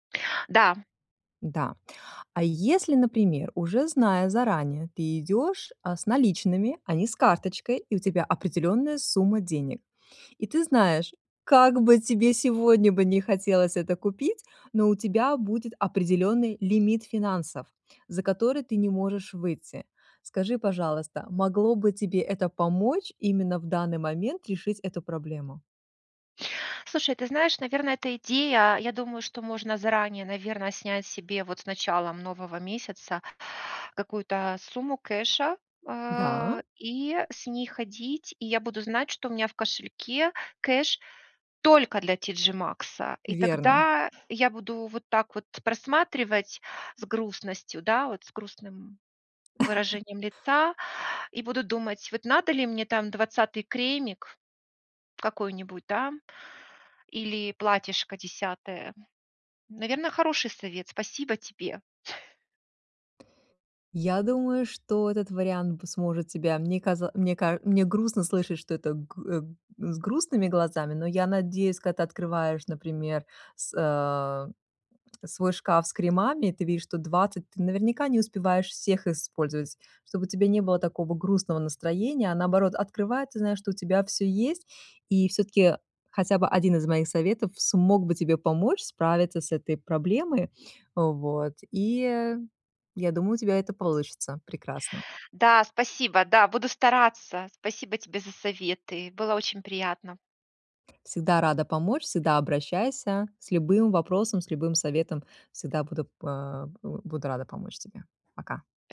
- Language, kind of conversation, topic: Russian, advice, Почему я постоянно поддаюсь импульсу совершать покупки и не могу сэкономить?
- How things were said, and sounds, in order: in English: "кэша"; in English: "кэш"; chuckle; tapping